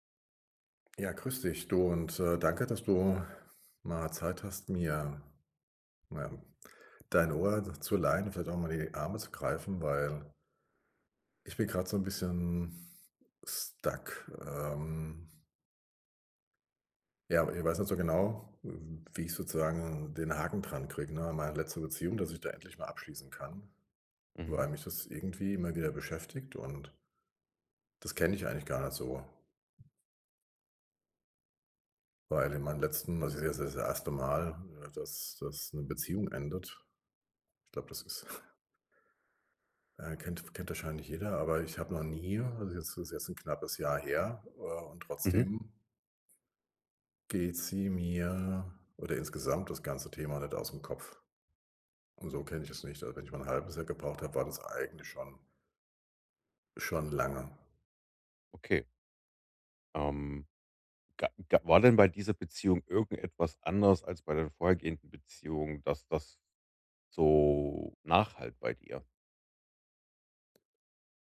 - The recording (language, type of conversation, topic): German, advice, Wie kann ich die Vergangenheit loslassen, um bereit für eine neue Beziehung zu sein?
- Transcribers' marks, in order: in English: "stuck"; chuckle